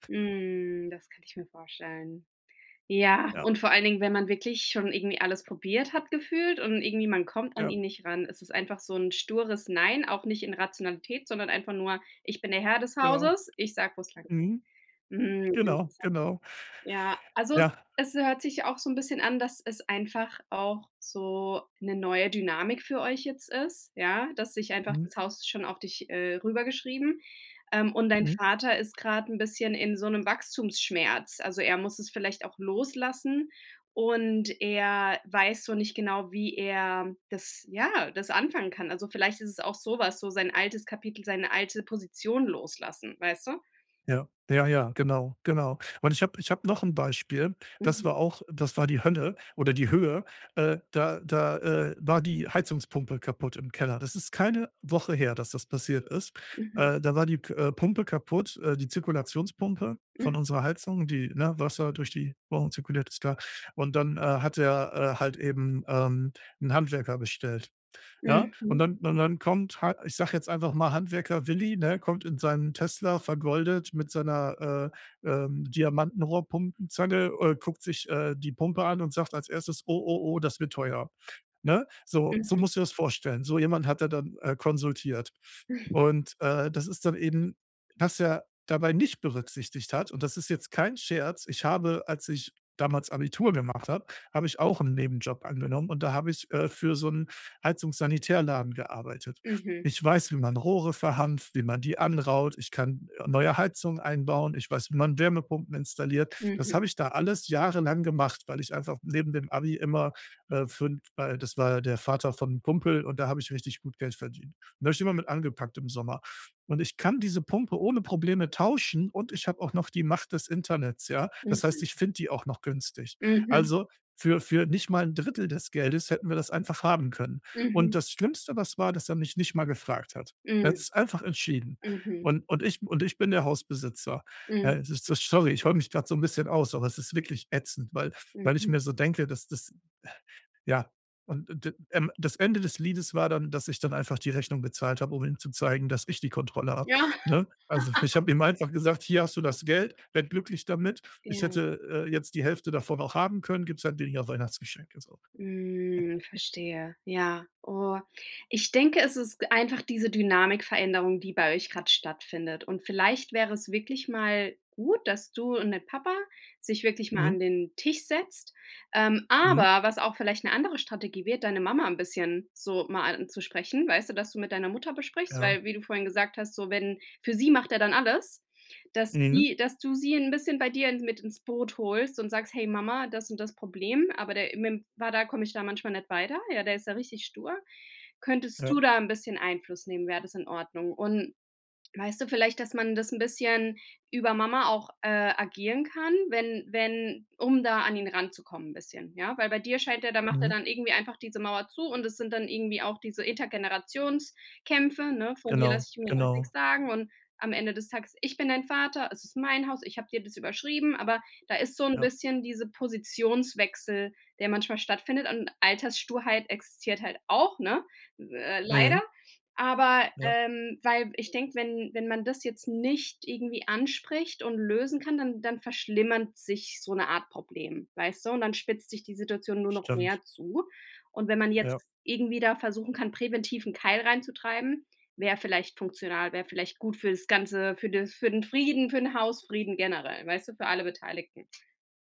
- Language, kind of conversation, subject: German, advice, Wie kann ich trotz anhaltender Spannungen die Beziehungen in meiner Familie pflegen?
- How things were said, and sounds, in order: stressed: "Ja"; other background noise; unintelligible speech; chuckle; exhale; laugh; laugh; stressed: "aber"; "Elterngenerationskämpe" said as "Äthergenerationskämpfe"